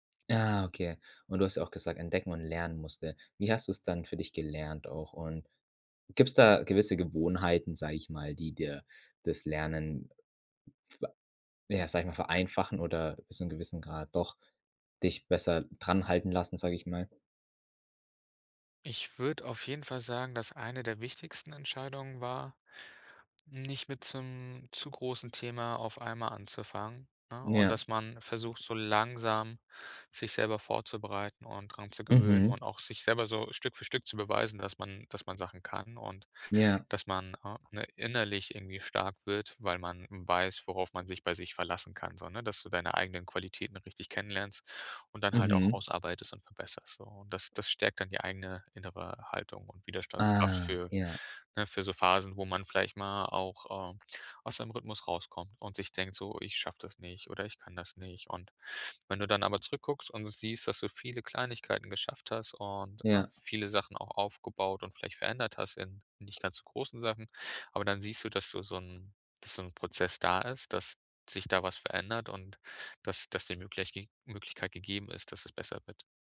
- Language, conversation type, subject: German, podcast, Welche Gewohnheit stärkt deine innere Widerstandskraft?
- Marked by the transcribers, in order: none